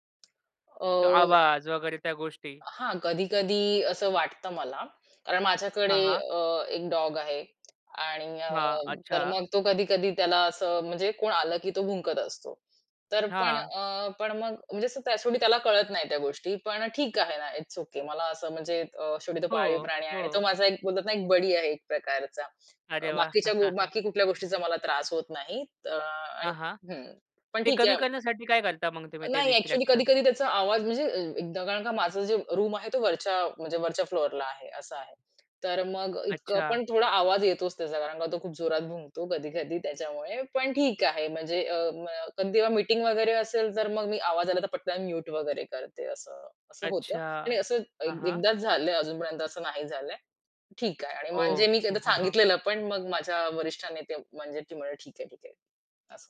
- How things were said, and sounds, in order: tapping; bird; in English: "इट्स ओके"; chuckle; in English: "डिस्ट्रॅक्शन?"; in English: "रूम"; other background noise
- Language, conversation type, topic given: Marathi, podcast, घरी कामासाठी सोयीस्कर कार्यालयीन जागा कशी तयार कराल?